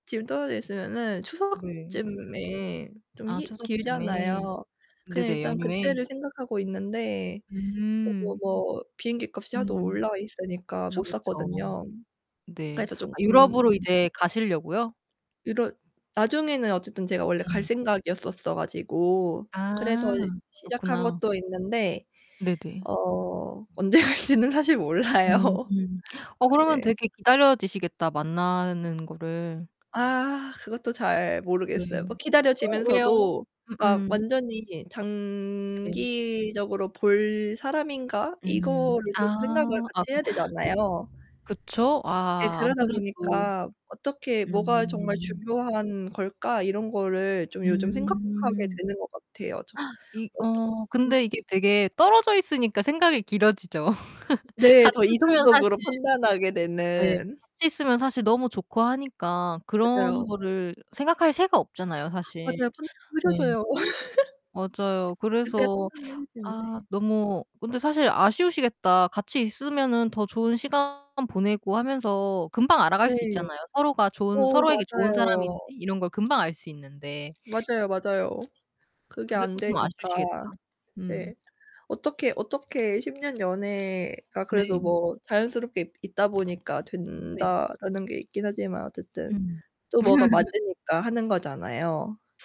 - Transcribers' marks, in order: distorted speech; other background noise; laughing while speaking: "언제 갈지는 사실 몰라요"; tapping; static; gasp; other noise; laugh; unintelligible speech; laugh; laugh
- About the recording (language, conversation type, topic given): Korean, unstructured, 연애에서 가장 중요한 가치는 무엇이라고 생각하시나요?